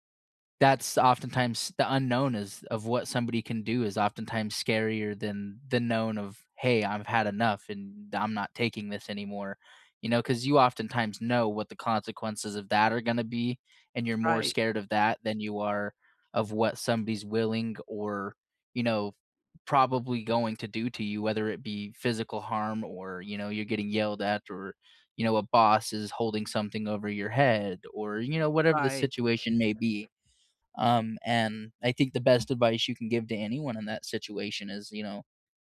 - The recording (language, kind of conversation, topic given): English, unstructured, What is the best way to stand up for yourself?
- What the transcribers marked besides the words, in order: other background noise